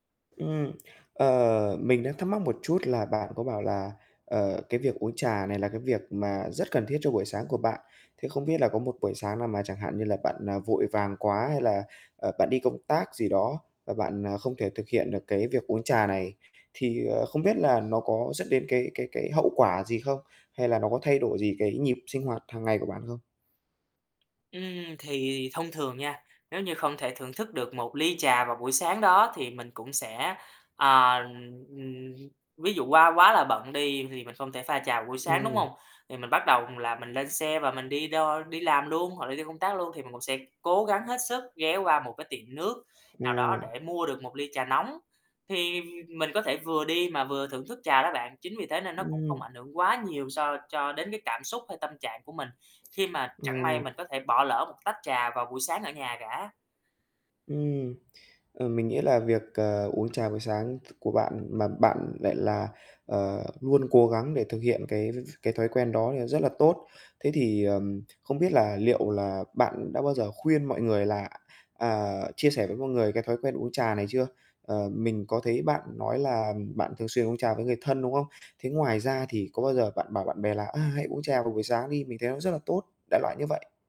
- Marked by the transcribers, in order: tapping; other background noise; unintelligible speech
- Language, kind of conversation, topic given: Vietnamese, podcast, Thói quen buổi sáng nào mà bạn không thể bỏ được?